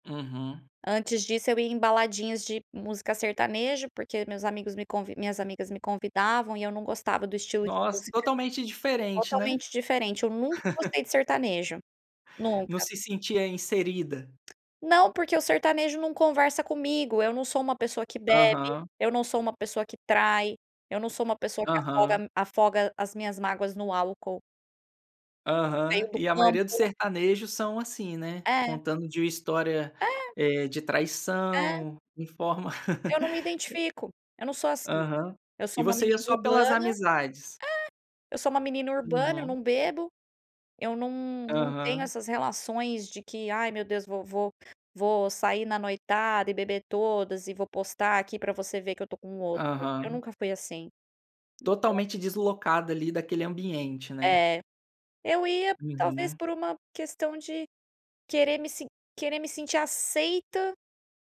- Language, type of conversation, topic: Portuguese, podcast, Como você descobre música nova hoje em dia?
- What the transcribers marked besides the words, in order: laugh; laugh